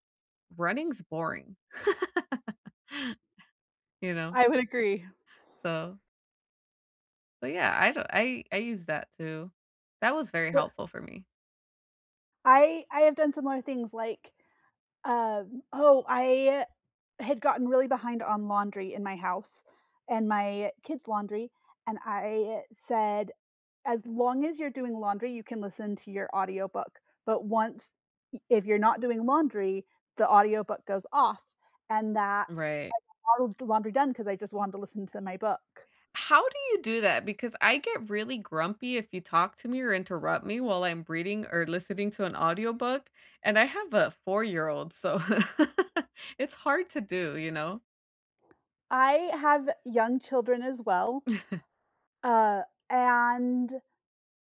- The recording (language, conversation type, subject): English, unstructured, How do you stay motivated when working toward a big goal?
- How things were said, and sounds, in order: laugh; other background noise; unintelligible speech; laugh; chuckle